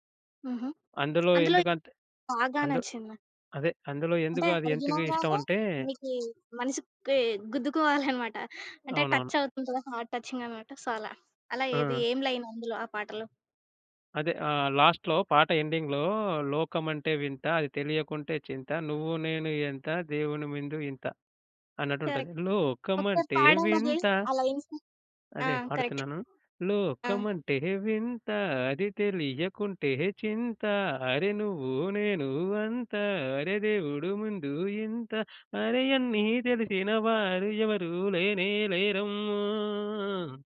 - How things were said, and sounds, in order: other background noise; chuckle; in English: "హార్ట్"; in English: "సో"; in English: "లైన్"; in English: "లాస్ట్‌లో"; in English: "ఎండింగ్‌లో"; in English: "కరెక్ట్"; singing: "లోకమంటే వింతా"; in English: "లైన్స్"; singing: "లోకమంటే వింతా, అది తెలియకుంటే చింతా … ఎవరు లేనే లేరమ్మా"; singing: "లేరమ్మా"
- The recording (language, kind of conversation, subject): Telugu, podcast, మీకు అత్యంత ఇష్టమైన గాయకుడు లేదా సంగీత బృందం ఎవరు?